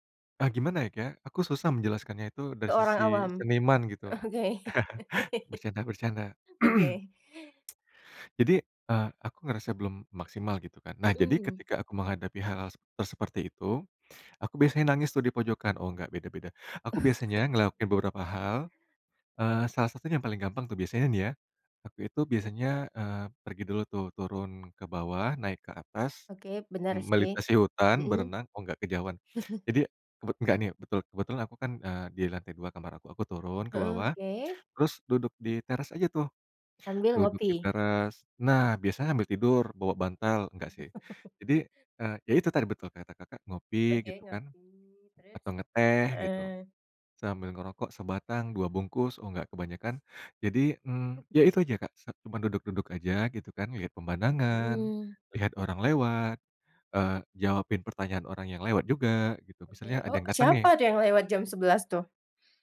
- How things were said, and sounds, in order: chuckle; laughing while speaking: "oke"; throat clearing; tapping; chuckle; chuckle; chuckle; chuckle
- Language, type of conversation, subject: Indonesian, podcast, Gimana biasanya kamu ngatasin rasa buntu kreatif?